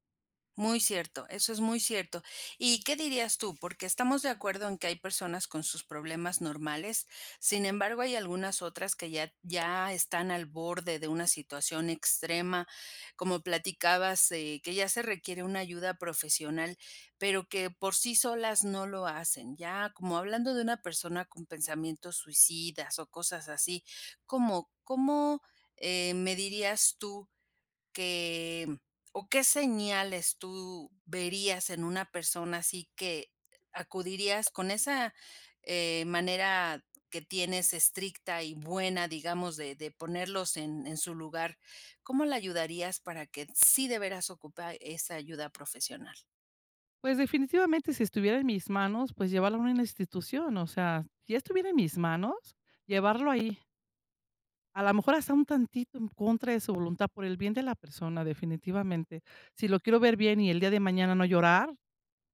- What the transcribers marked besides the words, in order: other background noise
- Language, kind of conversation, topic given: Spanish, podcast, ¿Cómo ofreces apoyo emocional sin intentar arreglarlo todo?